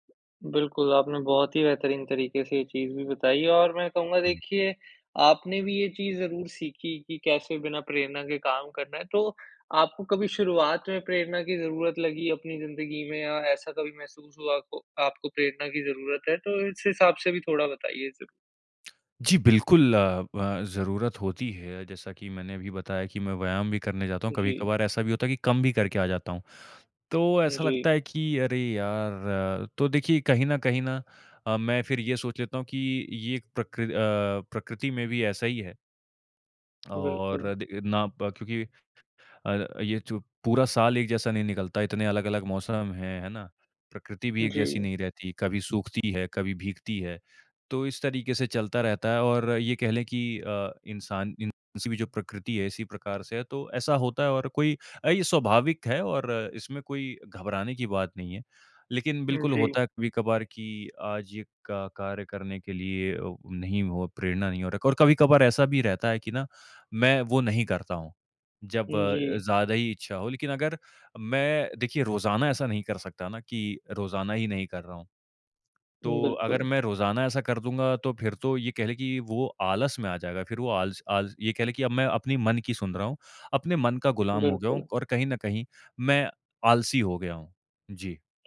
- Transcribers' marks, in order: tongue click; unintelligible speech
- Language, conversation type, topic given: Hindi, podcast, जब प्रेरणा गायब हो जाती है, आप क्या करते हैं?